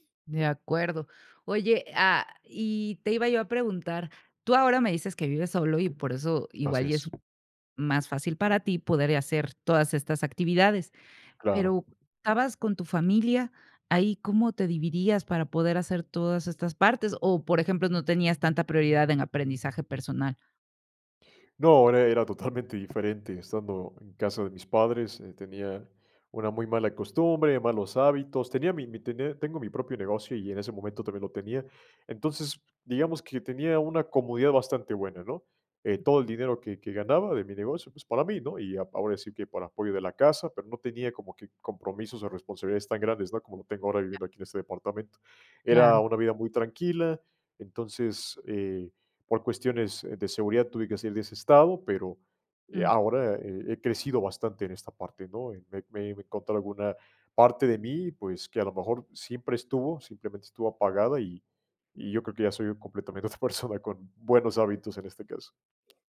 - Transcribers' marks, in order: tapping; other background noise; laughing while speaking: "completamente otra persona"
- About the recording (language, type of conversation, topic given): Spanish, podcast, ¿Cómo combinas el trabajo, la familia y el aprendizaje personal?